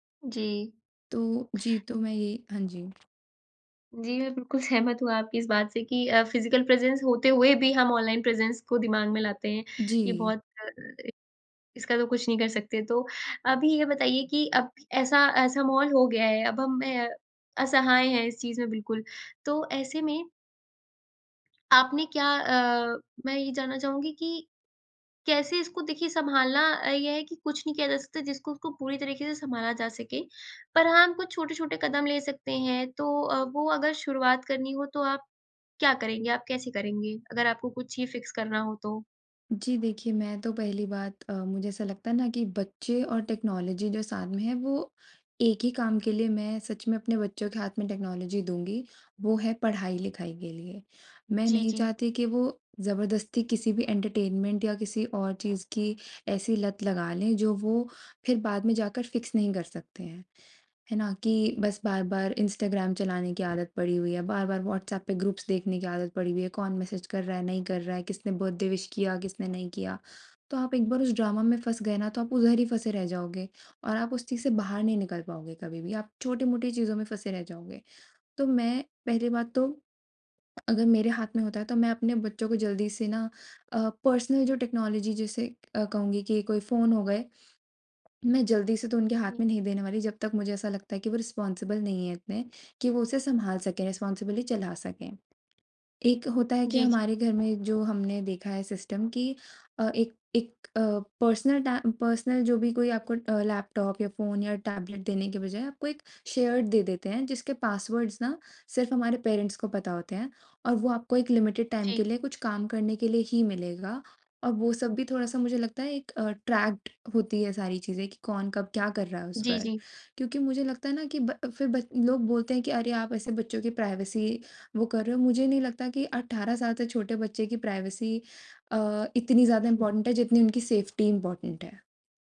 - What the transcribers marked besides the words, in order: laughing while speaking: "सहमत हूँ"; in English: "फिज़िकल प्रेजेंस"; in English: "ऑनलाइन प्रेजेंस"; unintelligible speech; in English: "फिक्स"; in English: "टेक्नोलॉजी"; in English: "टेक्नोलॉजी"; in English: "एंटरटेनमेंट"; in English: "फिक्स"; in English: "बर्थडे विश"; in English: "ड्रामा"; in English: "पर्सनल"; in English: "टेक्नोलॉजी"; in English: "रिस्पोंसिबल"; in English: "रिस्पोंसिबली"; in English: "सिस्टम"; in English: "पर्सनल"; in English: "पर्सनल"; in English: "शेयर्ड"; in English: "पेरेंट्स"; in English: "लिमिटेड टाइम"; in English: "ट्रैक्ड"; in English: "प्राइवेसी"; in English: "प्राइवेसी"; in English: "इम्पोर्टेंट"; in English: "सेफ्टी इम्पोर्टेंट"
- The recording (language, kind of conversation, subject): Hindi, podcast, आज के बच्चे तकनीक के ज़रिए रिश्तों को कैसे देखते हैं, और आपका क्या अनुभव है?